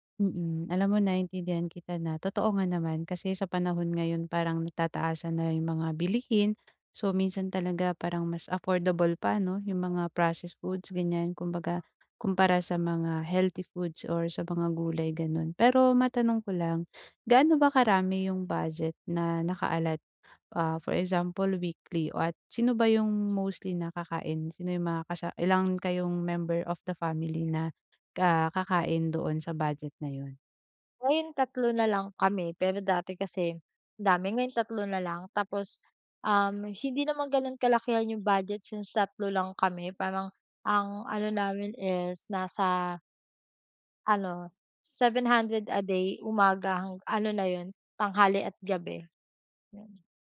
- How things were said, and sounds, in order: other background noise; bird; tapping
- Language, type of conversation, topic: Filipino, advice, Paano ako makakaplano ng masustansiya at abot-kayang pagkain araw-araw?